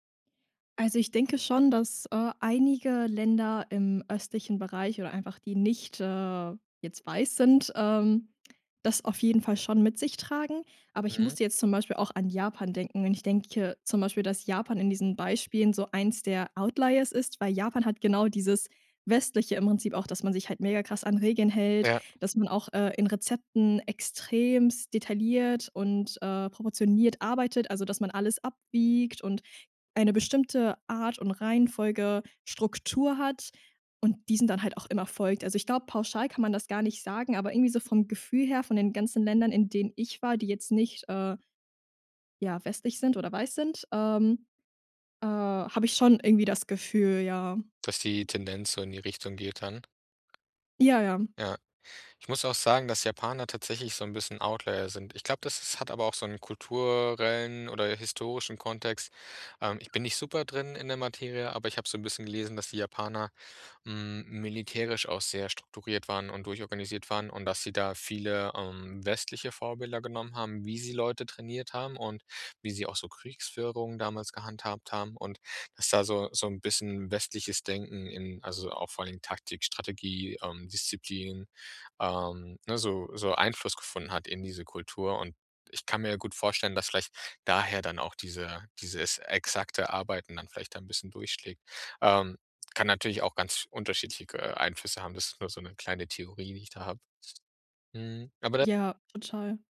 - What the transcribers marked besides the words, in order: stressed: "nicht"; in English: "Outliers"; "extrem" said as "extremst"; other background noise; in English: "Outlier"
- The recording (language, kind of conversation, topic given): German, podcast, Gibt es ein verlorenes Rezept, das du gerne wiederhättest?